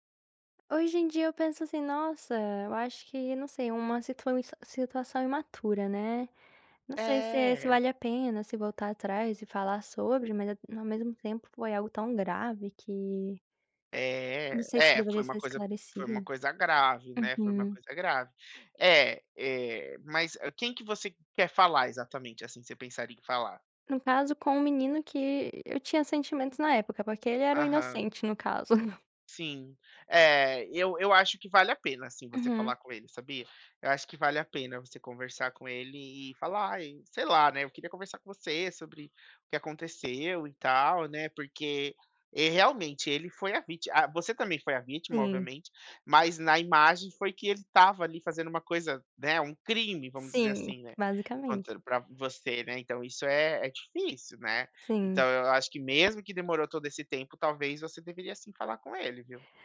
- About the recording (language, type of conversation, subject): Portuguese, advice, Como posso falar com meu parceiro sem evitar conversas difíceis que acabam magoando a relação?
- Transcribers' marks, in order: tapping; chuckle; other background noise